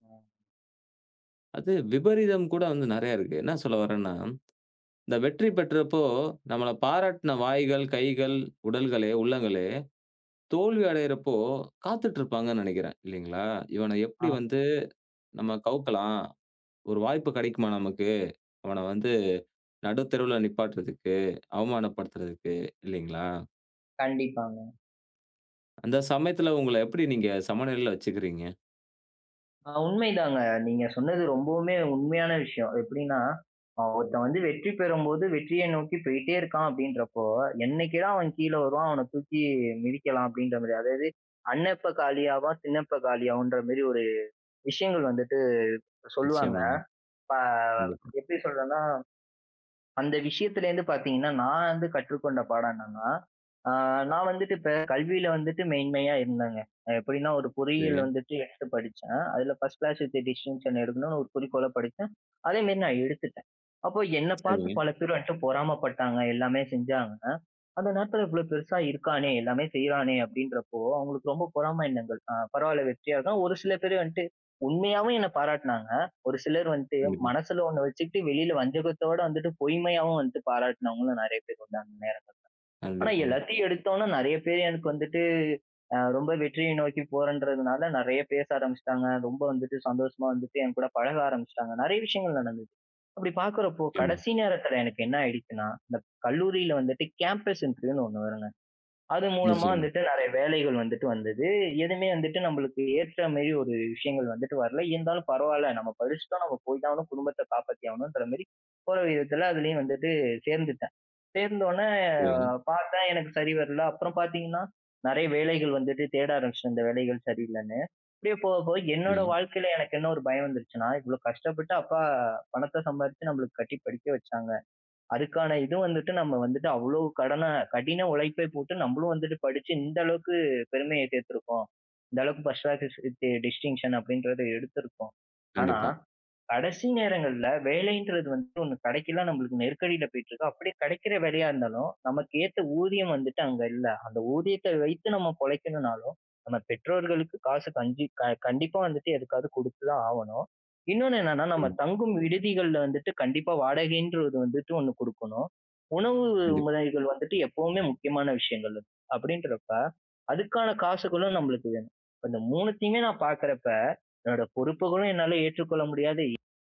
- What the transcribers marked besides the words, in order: other background noise; in English: "ஃபர்ஸ்ட் கிளாஸ் வித் டிஸ்டிங்ஷன்"; unintelligible speech; in English: "கேம்பஸ் இன்டர்வியூன்னு"; in English: "ஃபர்ஸ்ட் கிளாஸ் வித் டிஸ்டிங்ஷன்"
- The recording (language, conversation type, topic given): Tamil, podcast, தோல்வி உன் சந்தோஷத்தை குறைக்காமலிருக்க எப்படி பார்த்துக் கொள்கிறாய்?